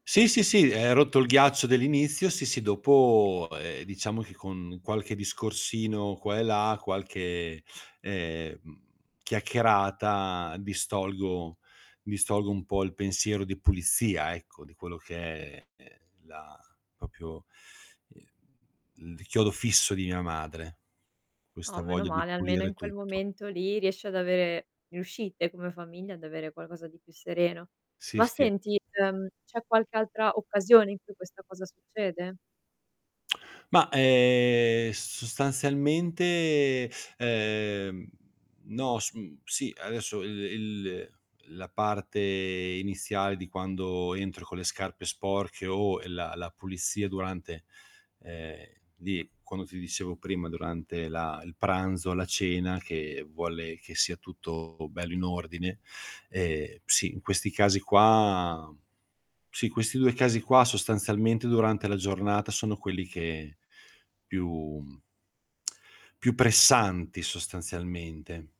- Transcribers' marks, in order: static; distorted speech; drawn out: "dopo"; "proprio" said as "popio"; lip smack; drawn out: "ehm"; tapping; lip smack
- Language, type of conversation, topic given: Italian, advice, Come descriveresti la tua paura di prendere decisioni per timore delle reazioni emotive altrui?